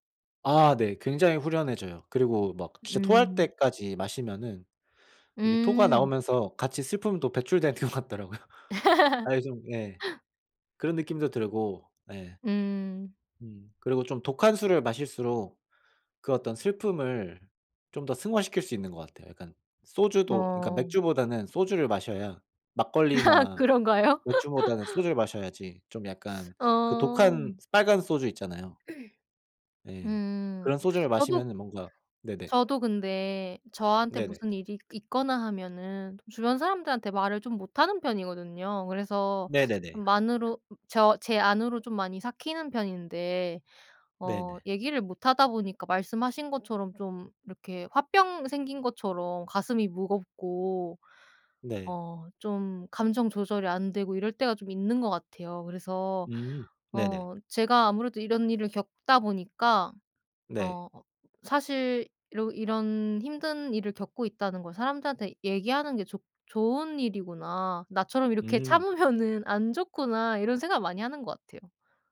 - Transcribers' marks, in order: laughing while speaking: "것 같더라고요"; laugh; laugh; throat clearing; tapping; laughing while speaking: "참으면은"
- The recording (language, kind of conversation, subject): Korean, unstructured, 슬픔을 다른 사람과 나누면 어떤 도움이 될까요?